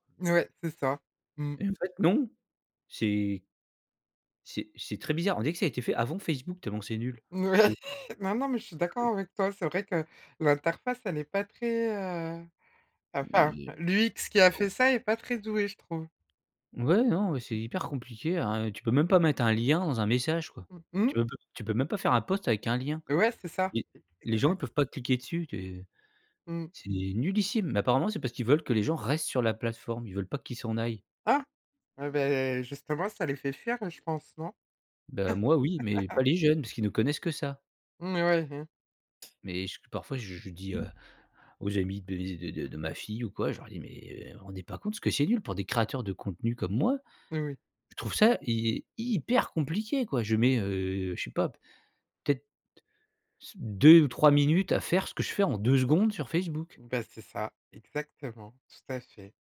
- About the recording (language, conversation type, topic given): French, podcast, Comment choisis-tu entre un message, un appel ou un e-mail ?
- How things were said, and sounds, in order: laughing while speaking: "Ouais"; other background noise; stressed: "restent"; laugh; tapping; stressed: "hyper"